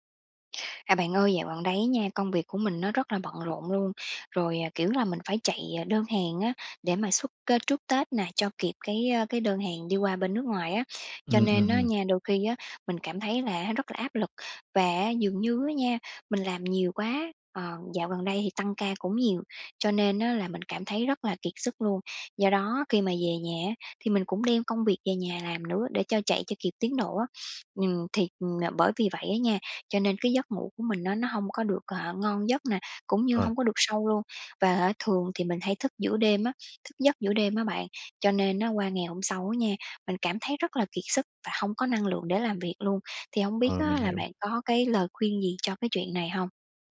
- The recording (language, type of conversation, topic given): Vietnamese, advice, Vì sao tôi thức giấc nhiều lần giữa đêm và sáng hôm sau lại kiệt sức?
- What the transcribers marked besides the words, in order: tapping; alarm; other background noise